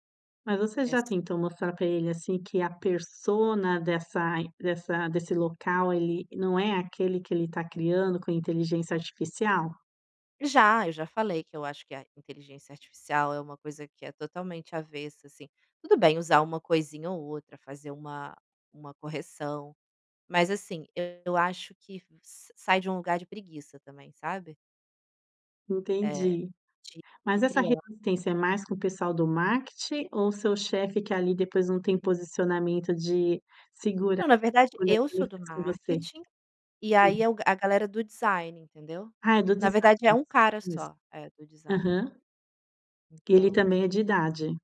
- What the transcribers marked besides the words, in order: tapping
- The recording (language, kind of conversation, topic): Portuguese, advice, Como posso defender a minha ideia numa reunião sem ser ignorado?